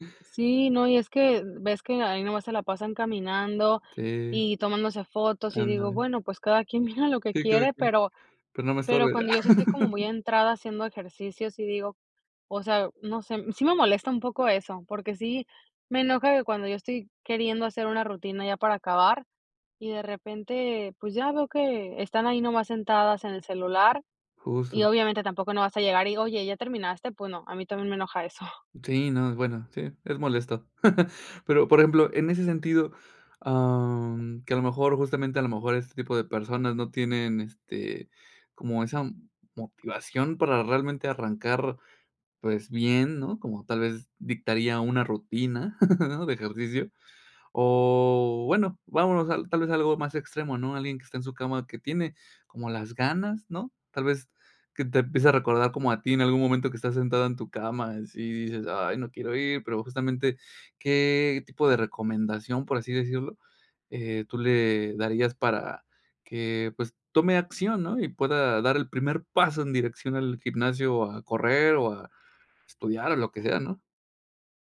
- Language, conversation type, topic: Spanish, podcast, ¿Qué papel tiene la disciplina frente a la motivación para ti?
- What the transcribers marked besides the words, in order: laugh; chuckle; laugh